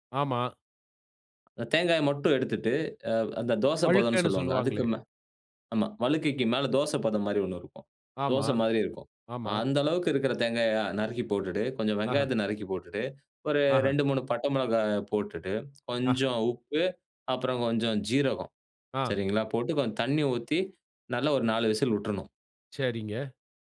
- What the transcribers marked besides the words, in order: none
- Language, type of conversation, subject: Tamil, podcast, உணவின் வாசனை உங்கள் உணர்வுகளை எப்படித் தூண்டுகிறது?